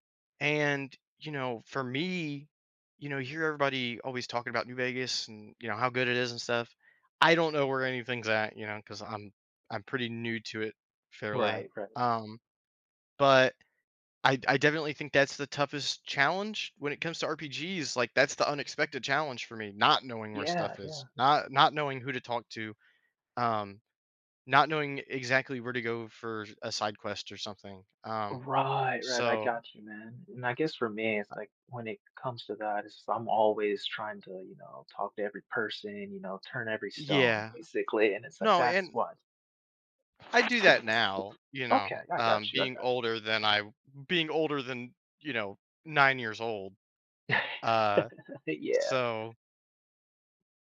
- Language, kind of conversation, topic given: English, unstructured, How can playing video games help us become more adaptable in real life?
- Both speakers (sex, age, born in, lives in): male, 20-24, United States, United States; male, 35-39, United States, United States
- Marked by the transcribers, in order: tapping; other background noise; chuckle; laughing while speaking: "Yeah"